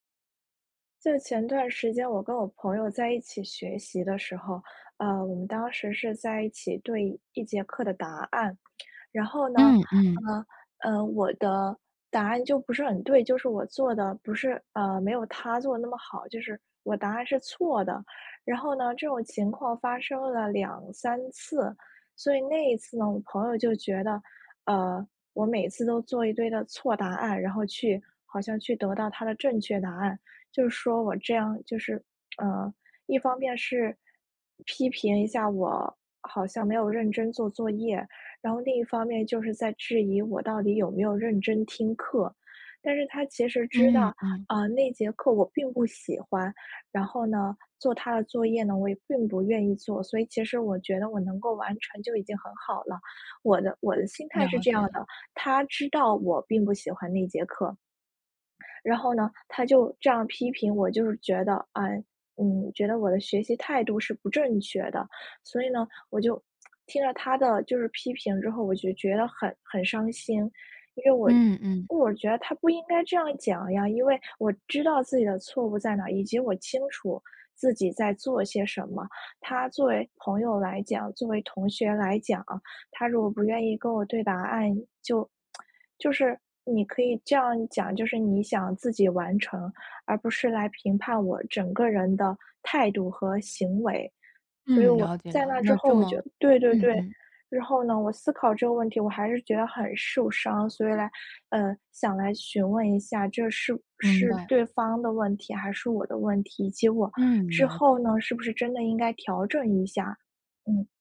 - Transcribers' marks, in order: tsk
- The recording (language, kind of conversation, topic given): Chinese, advice, 朋友对我某次行为作出严厉评价让我受伤，我该怎么面对和沟通？